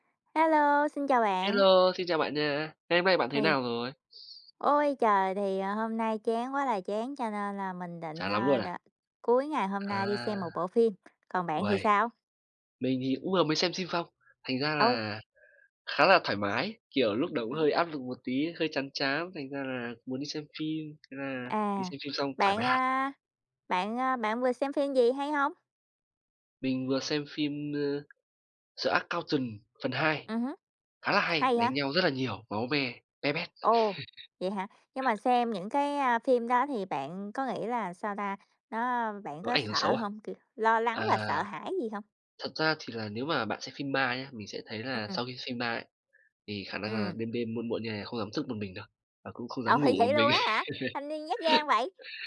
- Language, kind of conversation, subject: Vietnamese, unstructured, Bạn có lo rằng phim ảnh đang làm gia tăng sự lo lắng và sợ hãi trong xã hội không?
- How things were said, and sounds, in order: tapping; "phim" said as "xim"; chuckle; laughing while speaking: "Ồ"; chuckle